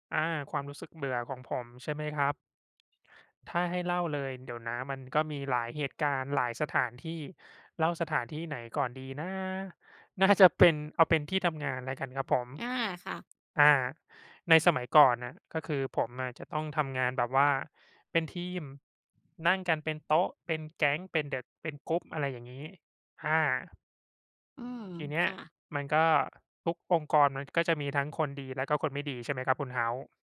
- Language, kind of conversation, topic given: Thai, unstructured, คุณมีวิธีจัดการกับความรู้สึกเบื่อในชีวิตประจำวันอย่างไร?
- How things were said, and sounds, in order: laughing while speaking: "น่าจะเป็น"